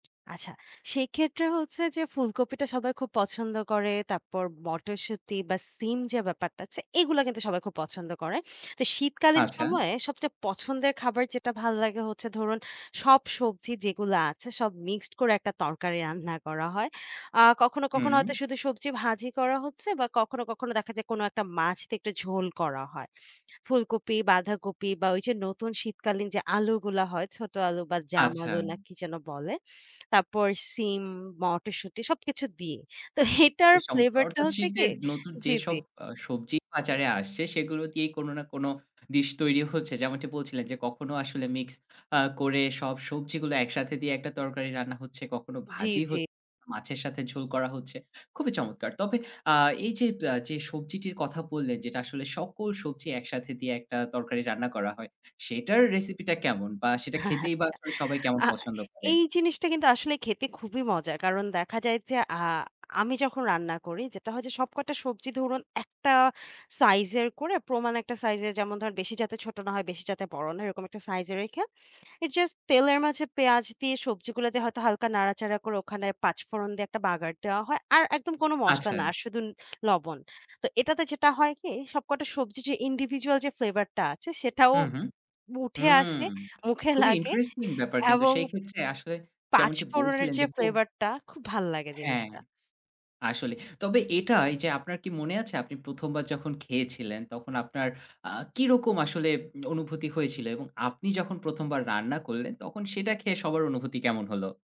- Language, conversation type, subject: Bengali, podcast, আপনার রান্নায় মৌসুমি উপকরণগুলো কীভাবে জায়গা পায়?
- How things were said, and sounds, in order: scoff; scoff; in English: "it's just"; in English: "individual"; tapping; scoff